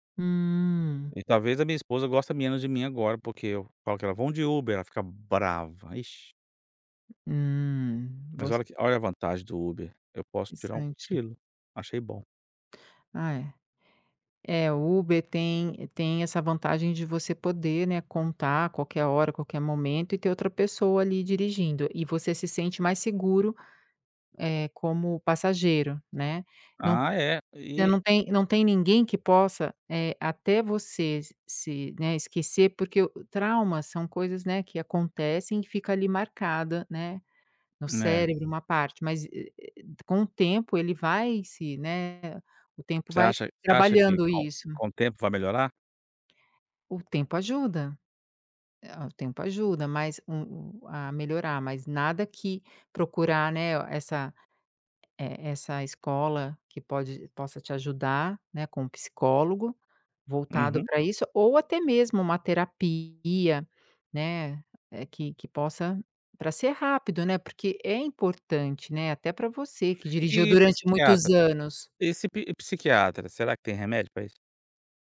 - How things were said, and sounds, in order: tapping
- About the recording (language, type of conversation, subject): Portuguese, advice, Como você se sentiu ao perder a confiança após um erro ou fracasso significativo?